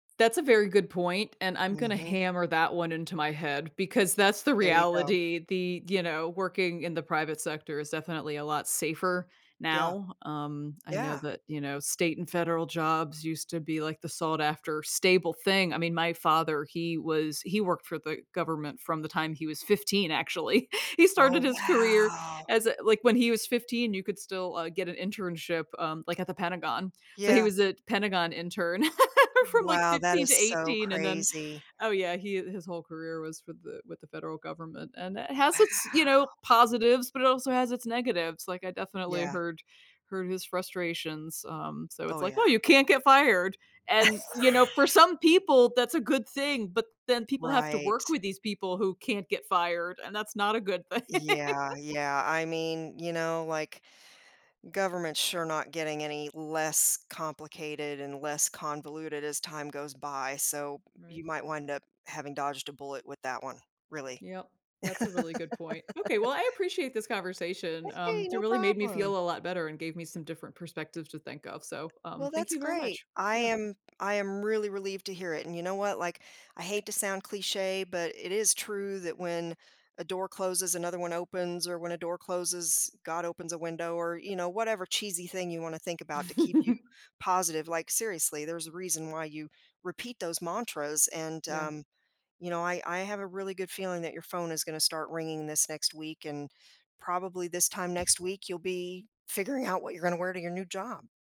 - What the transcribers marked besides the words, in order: chuckle; drawn out: "wow!"; laugh; drawn out: "Wow!"; chuckle; laughing while speaking: "thing"; laugh; tapping; chuckle; other background noise
- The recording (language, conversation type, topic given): English, advice, How do I move forward and stay motivated after missing an important opportunity?
- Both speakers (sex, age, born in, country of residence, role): female, 45-49, United States, United States, user; female, 55-59, United States, United States, advisor